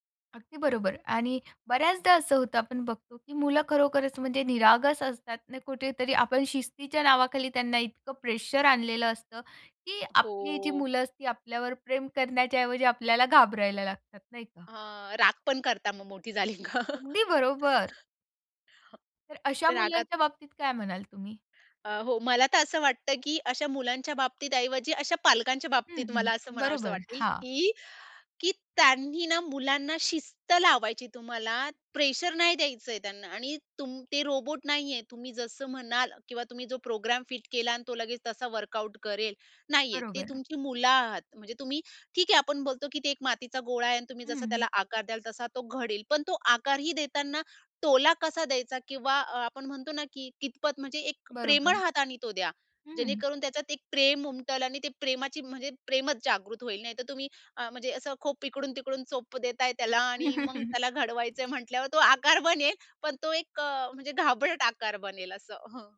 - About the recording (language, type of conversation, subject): Marathi, podcast, तुमच्या कुटुंबात आदर कसा शिकवतात?
- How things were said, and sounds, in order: "करतात" said as "करता"; laughing while speaking: "झाली का"; chuckle; in English: "वर्कआउट"; other noise; laughing while speaking: "तो आकार बनेल, पण तो एक म्हणजे घाबरट आकार बनेल"